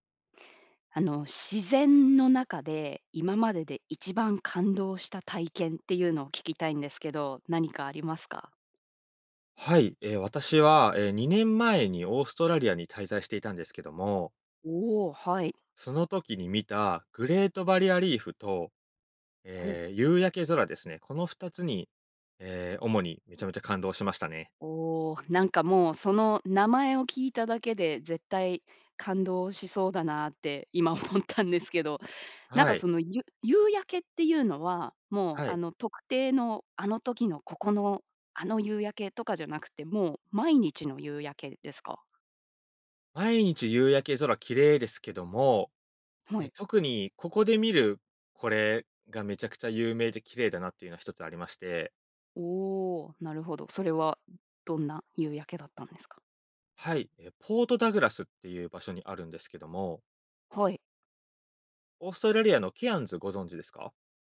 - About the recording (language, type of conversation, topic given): Japanese, podcast, 自然の中で最も感動した体験は何ですか？
- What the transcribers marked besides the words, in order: laughing while speaking: "今思ったんですけど"